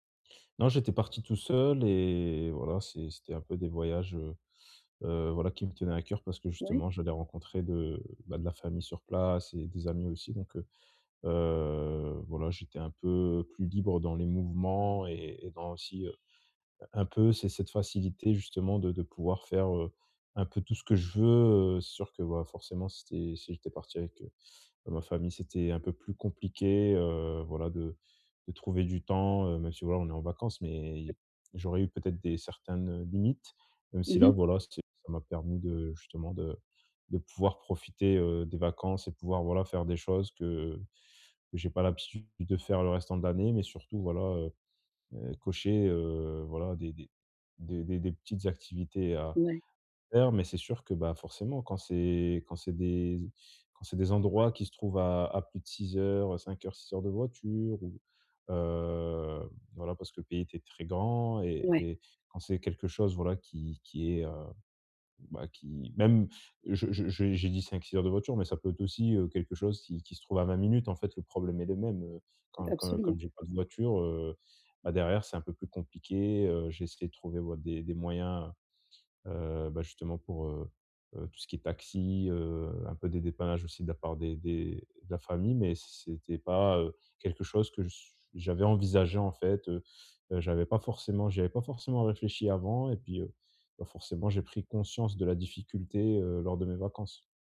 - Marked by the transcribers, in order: unintelligible speech; tapping
- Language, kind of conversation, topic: French, advice, Comment gérer les difficultés logistiques lors de mes voyages ?